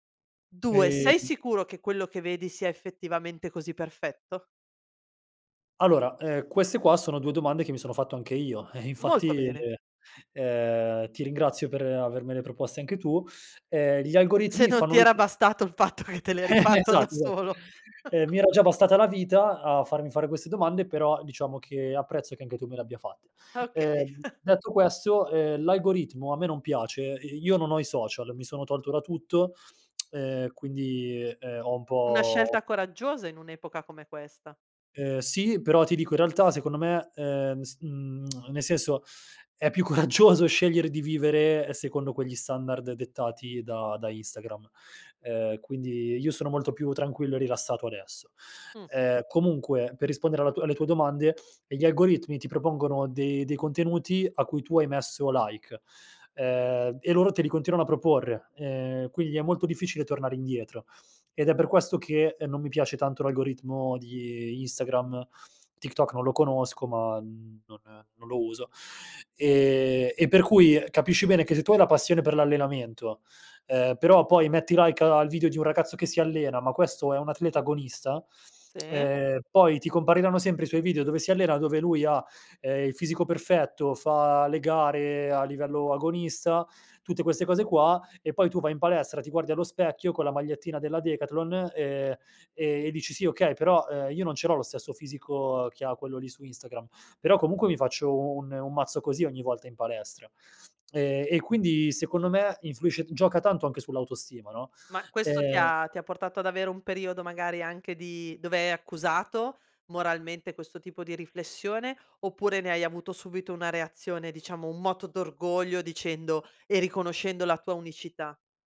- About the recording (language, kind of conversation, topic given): Italian, podcast, Quale ruolo ha l’onestà verso te stesso?
- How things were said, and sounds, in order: background speech; unintelligible speech; laughing while speaking: "fatto che te l'eri fatto da solo"; laugh; laugh; chuckle; tsk; tsk; laughing while speaking: "coraggioso"; in English: "like"; "quindi" said as "quigli"; in English: "like"; tsk